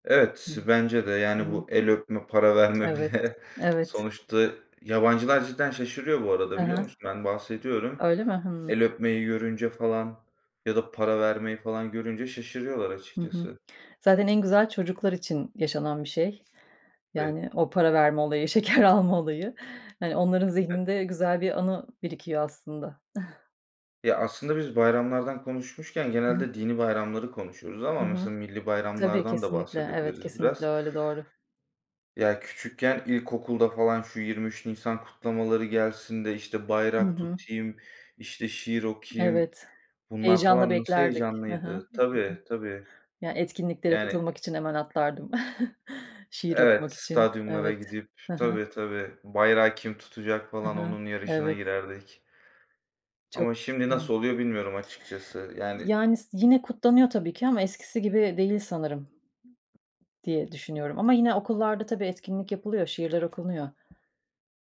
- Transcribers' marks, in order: other background noise; laughing while speaking: "bile"; tapping; laughing while speaking: "şeker alma"; chuckle; background speech; unintelligible speech; chuckle
- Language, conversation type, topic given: Turkish, unstructured, Bayram kutlamaları neden bu kadar önemli?